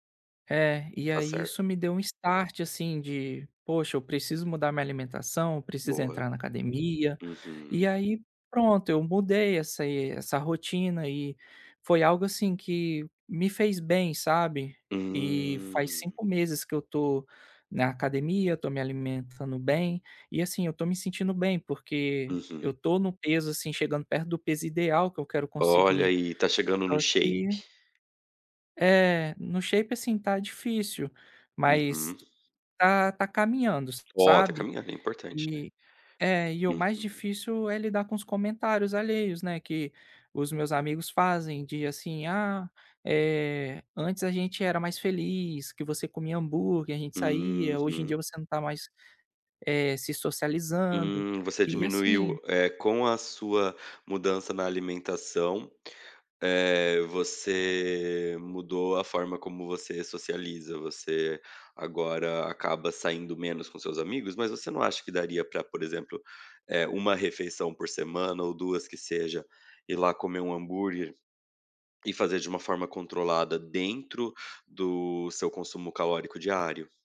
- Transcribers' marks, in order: in English: "start"; drawn out: "Hum"; tapping; in English: "shape"; in English: "shape"
- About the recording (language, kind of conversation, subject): Portuguese, advice, Como posso mudar a alimentação por motivos de saúde e lidar com os comentários dos outros?